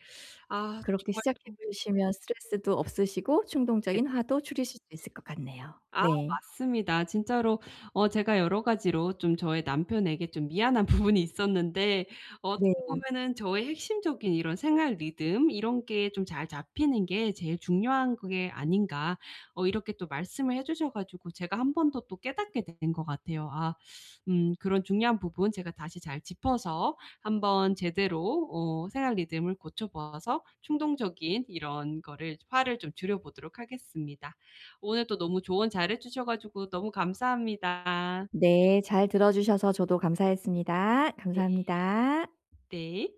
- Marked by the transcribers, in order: teeth sucking; laughing while speaking: "부분이"; teeth sucking; tapping
- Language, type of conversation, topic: Korean, advice, 미래의 결과를 상상해 충동적인 선택을 줄이려면 어떻게 해야 하나요?